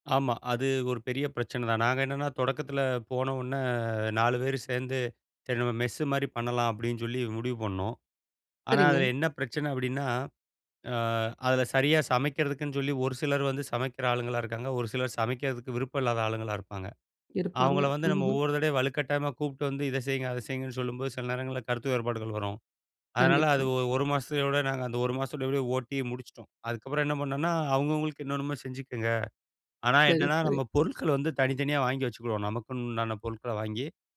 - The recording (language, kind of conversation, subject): Tamil, podcast, பகிர்ந்து வசிக்கும் வீட்டிலும் குடியிருப்பிலும் தனியாக இருக்க நேரமும் இடமும் எப்படி ஏற்படுத்திக்கொள்ளலாம்?
- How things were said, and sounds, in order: none